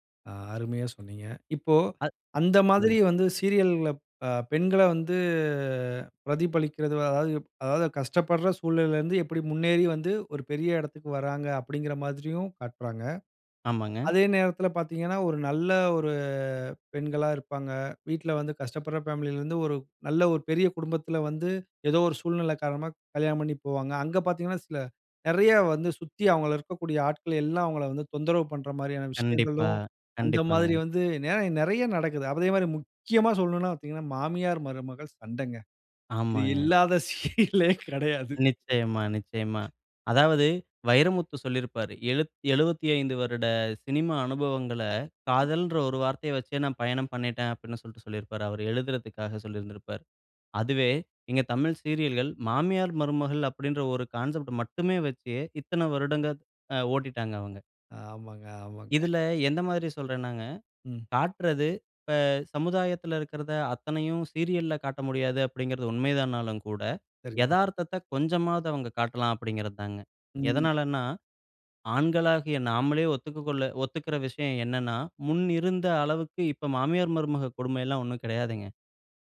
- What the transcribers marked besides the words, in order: "சொல்லுங்க" said as "சொலுங்"; drawn out: "வந்து"; drawn out: "ஒரு"; laughing while speaking: "இது இல்லாத சீரியலே கிடையாது"; other background noise; in English: "கான்செப்ட்"; laughing while speaking: "ஆமாங்க ஆமாங்க"; unintelligible speech
- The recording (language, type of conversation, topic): Tamil, podcast, சீரியல் கதைகளில் பெண்கள் எப்படி பிரதிபலிக்கப்படுகிறார்கள் என்று உங்கள் பார்வை என்ன?